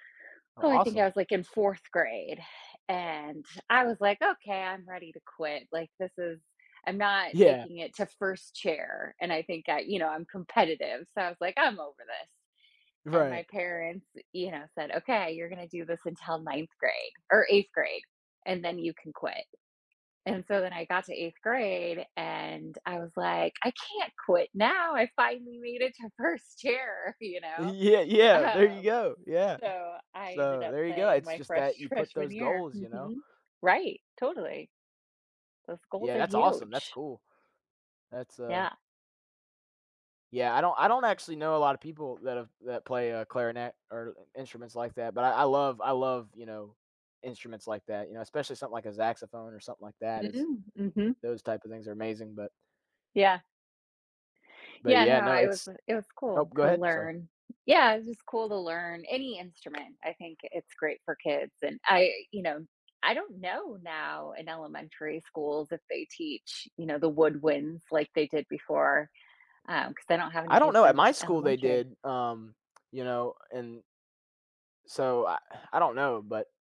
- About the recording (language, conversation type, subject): English, unstructured, What are some effective ways to develop greater emotional intelligence in everyday life?
- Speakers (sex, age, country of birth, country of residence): female, 45-49, United States, United States; male, 20-24, United States, United States
- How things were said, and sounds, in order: tapping; laughing while speaking: "first"; laughing while speaking: "Um"; other background noise; sigh